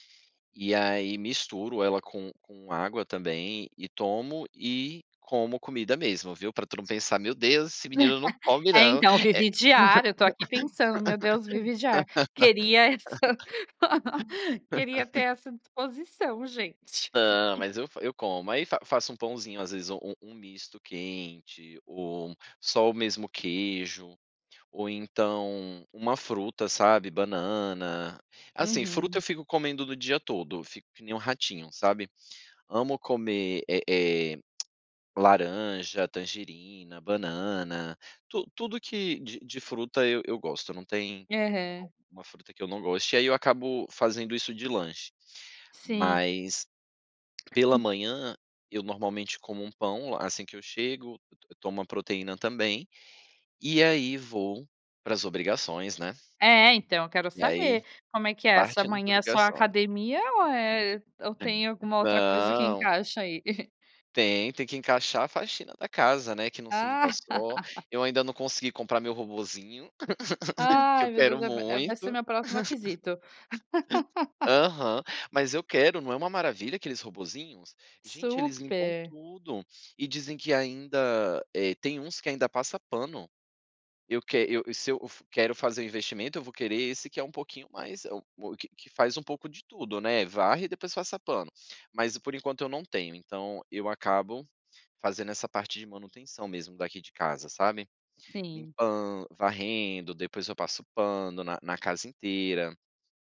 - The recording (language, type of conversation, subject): Portuguese, podcast, Como é sua rotina matinal para começar bem o dia?
- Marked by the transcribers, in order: chuckle; chuckle; laugh; chuckle; tongue click; other noise; unintelligible speech; chuckle; chuckle; laugh; "aquisição" said as "aquisito"; chuckle